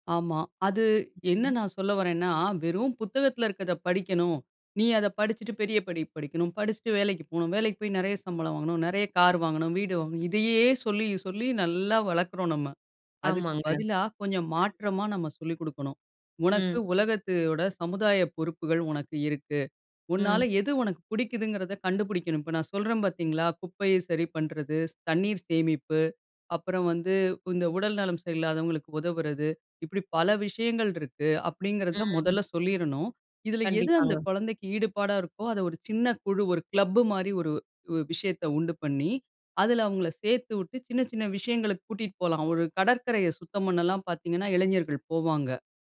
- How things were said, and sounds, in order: other background noise; in English: "கார்"; chuckle; "உலகத்தோட" said as "உலகத்துதோட"; in English: "கிளப்"
- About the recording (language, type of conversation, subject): Tamil, podcast, இளைஞர்களை சமுதாயத்தில் ஈடுபடுத்த என்ன செய்யலாம்?